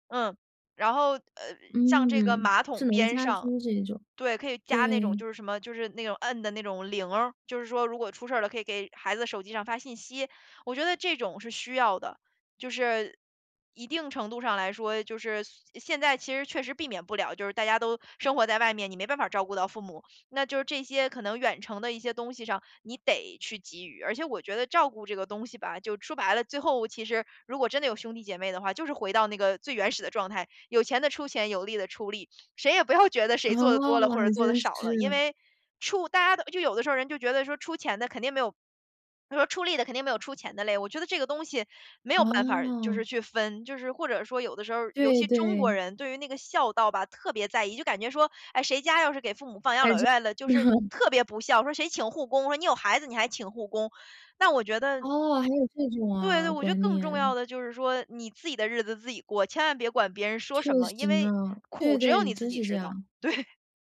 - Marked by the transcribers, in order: sniff; laughing while speaking: "谁也不要觉得"; laugh; laughing while speaking: "对"
- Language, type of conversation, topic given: Chinese, podcast, 你如何平衡照顾父母与照顾自己？